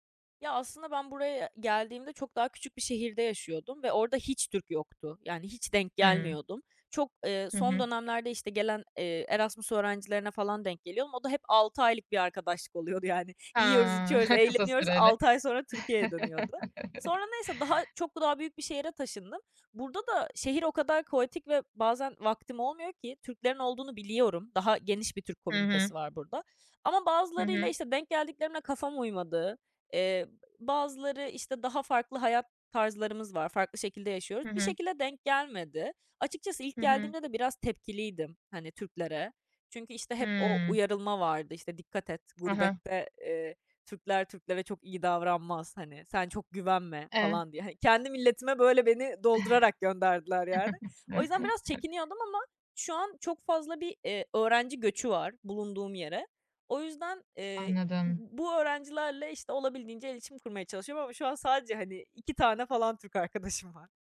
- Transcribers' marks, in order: chuckle; chuckle; other background noise; chuckle; unintelligible speech
- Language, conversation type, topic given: Turkish, podcast, Yalnızlıkla başa çıkarken hangi günlük alışkanlıklar işe yarar?
- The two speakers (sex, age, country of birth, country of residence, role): female, 20-24, Turkey, France, guest; female, 35-39, Turkey, Finland, host